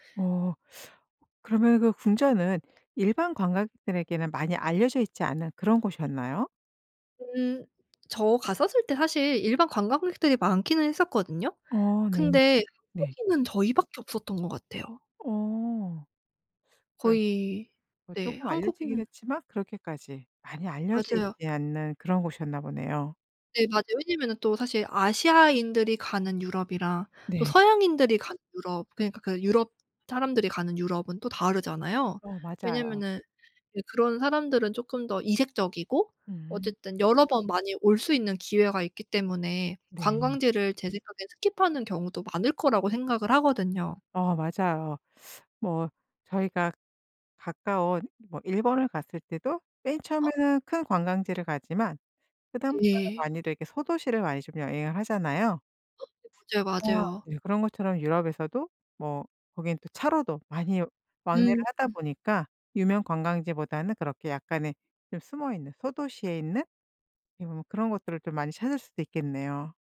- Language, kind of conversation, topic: Korean, podcast, 여행 중 우연히 발견한 숨은 명소에 대해 들려주실 수 있나요?
- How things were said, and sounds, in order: teeth sucking; other background noise; in English: "스킵"; tapping; unintelligible speech; unintelligible speech